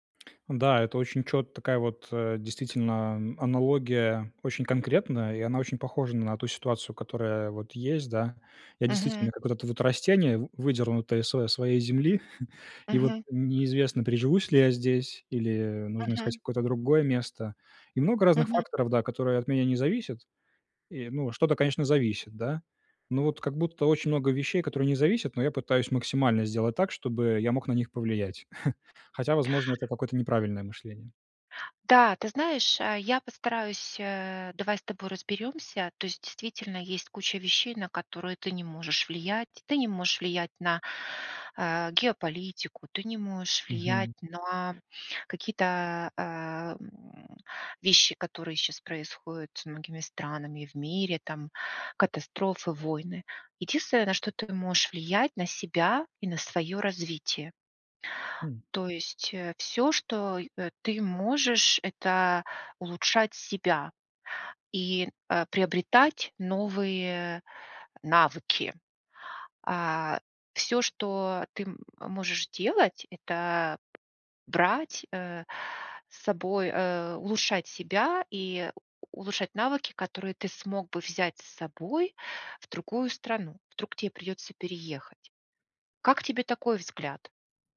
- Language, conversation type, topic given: Russian, advice, Как мне сосредоточиться на том, что я могу изменить, а не на тревожных мыслях?
- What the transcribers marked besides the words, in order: chuckle; chuckle; inhale; other background noise